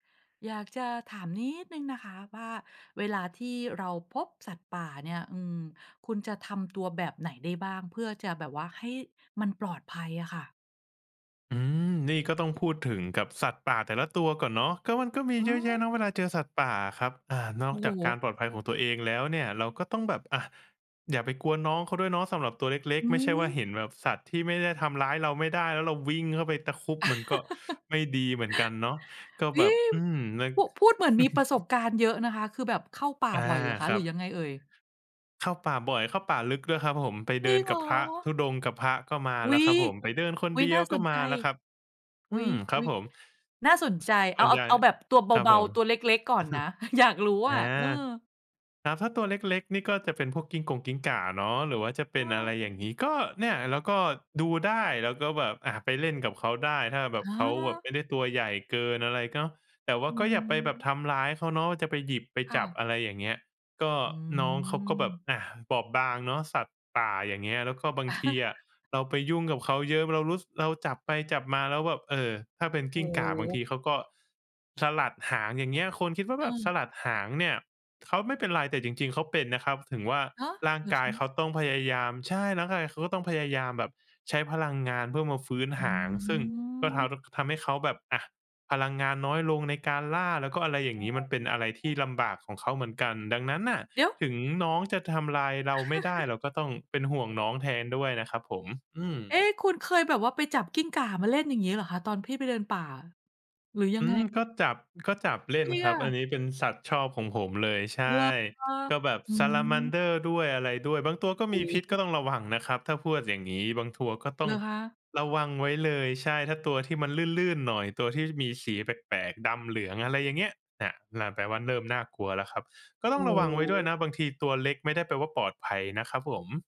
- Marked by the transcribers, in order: stressed: "นิด"; other background noise; tapping; chuckle; other noise; chuckle; chuckle; laughing while speaking: "อยาก"; chuckle; chuckle; "พวก" said as "พวด"; "ตัว" said as "ทัว"
- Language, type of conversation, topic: Thai, podcast, เวลาพบสัตว์ป่า คุณควรทำตัวยังไงให้ปลอดภัย?